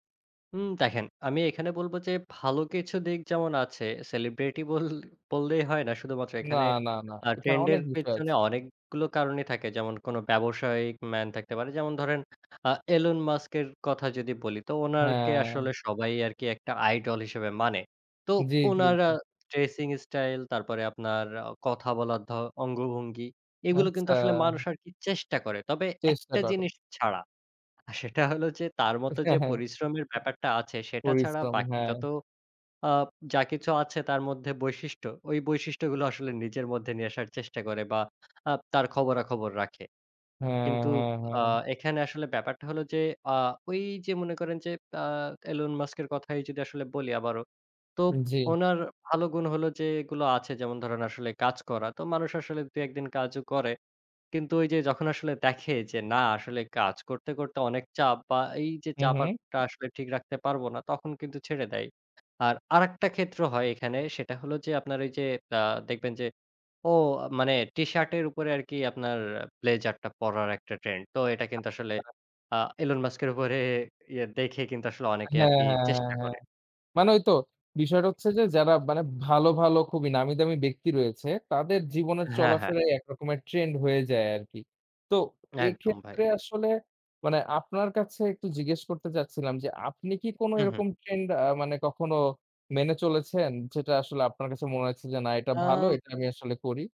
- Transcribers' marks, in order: drawn out: "হ্যাঁ"; "স্টাইল" said as "ইস্টাইল"; laughing while speaking: "সেটা হলো যে"; chuckle; other background noise
- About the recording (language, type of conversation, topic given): Bengali, podcast, নতুন ট্রেন্ডে থাকলেও নিজেকে কীভাবে আলাদা রাখেন?